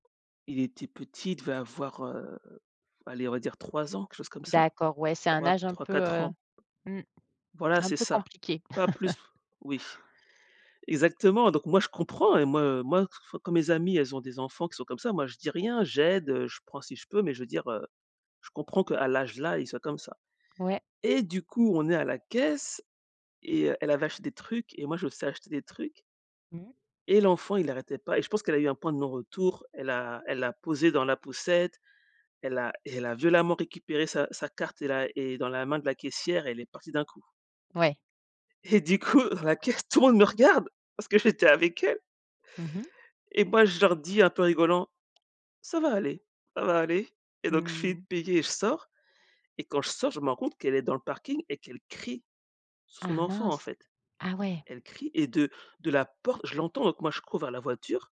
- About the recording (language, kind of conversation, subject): French, podcast, Comment poser des limites sans se sentir coupable ?
- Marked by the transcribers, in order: other background noise; laugh